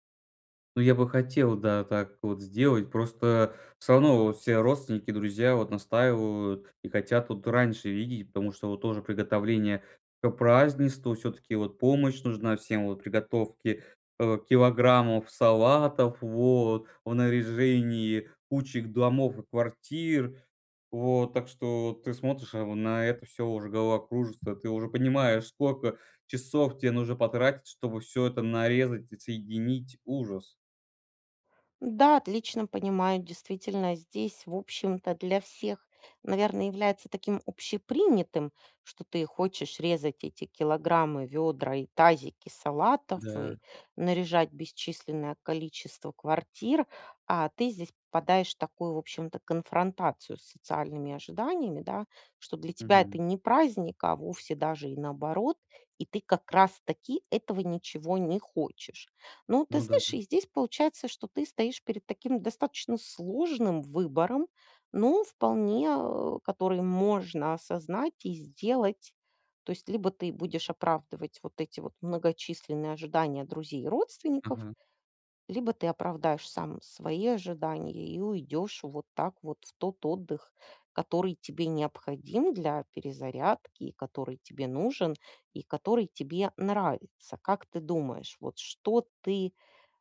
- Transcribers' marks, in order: tapping
- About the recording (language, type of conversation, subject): Russian, advice, Как наслаждаться праздниками, если ощущается социальная усталость?